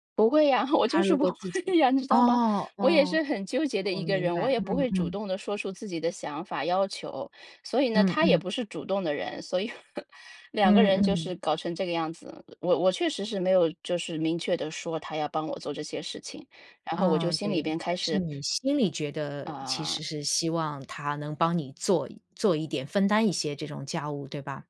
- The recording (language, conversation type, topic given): Chinese, advice, 你和婆婆（家婆）的关系为什么会紧张，并且经常发生摩擦？
- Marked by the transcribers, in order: laughing while speaking: "我就是不会呀"; chuckle